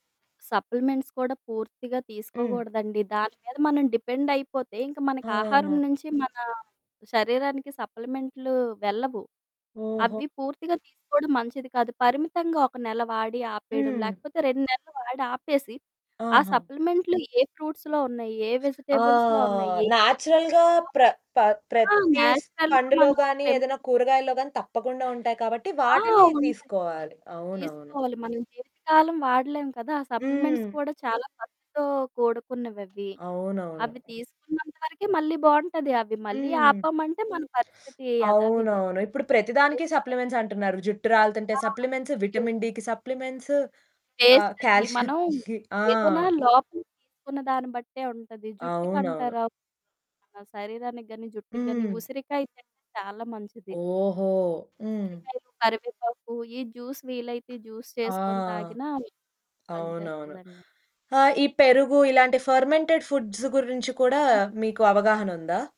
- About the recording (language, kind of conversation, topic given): Telugu, podcast, ఆరోగ్యకరమైన ఆహారపు అలవాట్లు రికవరీ ప్రక్రియకు ఎలా తోడ్పడతాయి?
- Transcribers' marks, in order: in English: "సప్లిమెంట్స్"; other background noise; static; in English: "ఫ్రూట్స్‌లో"; in English: "నేచురల్‌గా"; in English: "వెజిటేబుల్స్‌లో"; unintelligible speech; distorted speech; in English: "నేచురల్‌గా"; in English: "సప్లిమెంట్స్"; in English: "సప్లిమెంట్స్"; in English: "సప్లిమెంట్స్, విటమిన్ డికి సప్లిమెంట్స్"; in English: "వేస్ట్"; laughing while speaking: "కాల్షియంకి"; in English: "కాల్షియంకి"; in English: "జ్యూస్"; in English: "జ్యూస్"; in English: "ఫెర్మెంటెడ్ ఫుడ్స్"